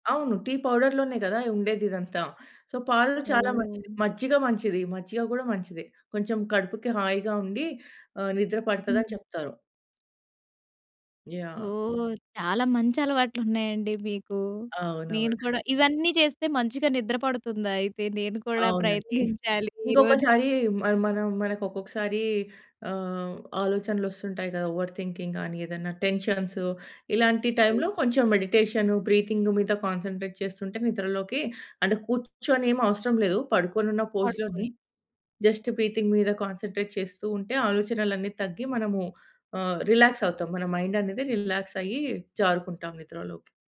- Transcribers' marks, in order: in English: "పౌడర్‌లోనే"; in English: "సో"; other background noise; chuckle; in English: "ఓవర్ థింకింగ్"; in English: "కాన్సంట్రేట్"; in English: "పోజ్‌లోనే జస్ట్ బ్రీతింగ్"; in English: "కాన్సంట్రేట్"; tapping
- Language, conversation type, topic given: Telugu, podcast, రాత్రి మెరుగైన నిద్ర కోసం మీరు అనుసరించే రాత్రి రొటీన్ ఏమిటి?